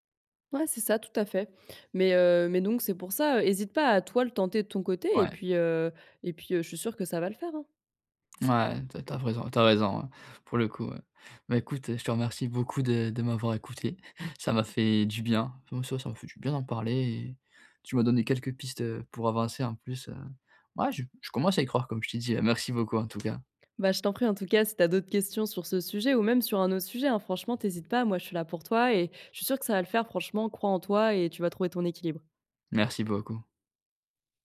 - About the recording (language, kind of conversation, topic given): French, advice, Comment surmonter ma timidité pour me faire des amis ?
- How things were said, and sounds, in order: "raison" said as "vraison"; chuckle; tapping